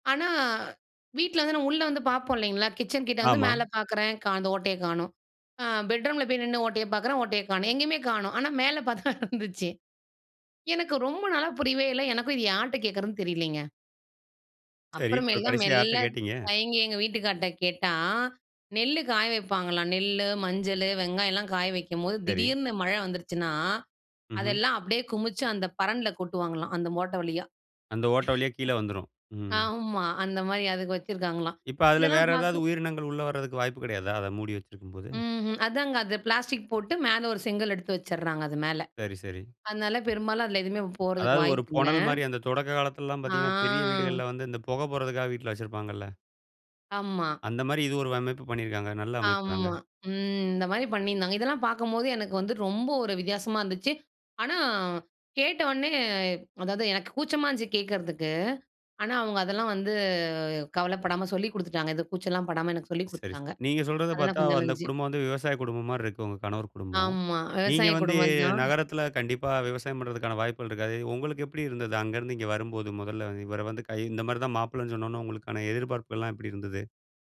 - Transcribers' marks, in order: laughing while speaking: "பாத்தா இருந்துச்சு"; "ஓட்ட" said as "மோட்ட"; laugh; drawn out: "ஆ"; tapping
- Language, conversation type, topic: Tamil, podcast, புது சூழலை ஏற்றுக்கொள்ள உங்கள் குடும்பம் எப்படி உதவியது?